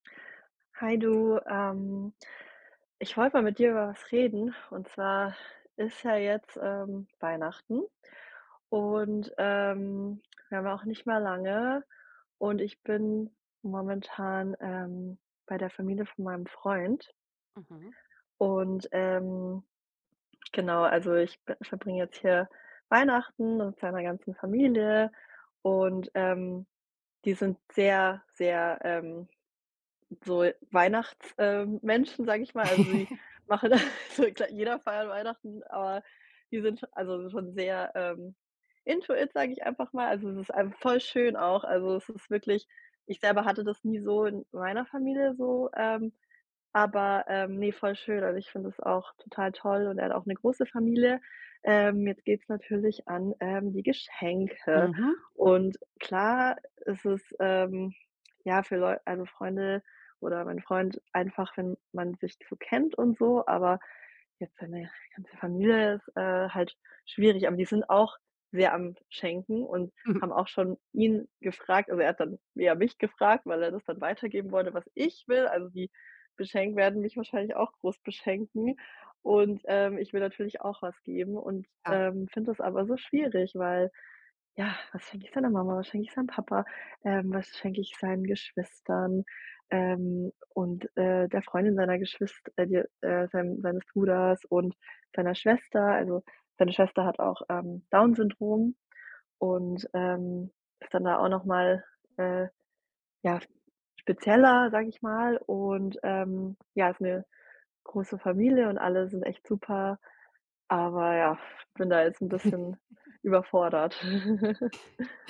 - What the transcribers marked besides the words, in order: stressed: "Weihnachten"; stressed: "Familie"; laughing while speaking: "da so"; giggle; in English: "into it"; stressed: "ich will"; giggle; other background noise; giggle
- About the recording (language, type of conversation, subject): German, advice, Wie finde ich leichter passende Geschenke für Freunde und Familie?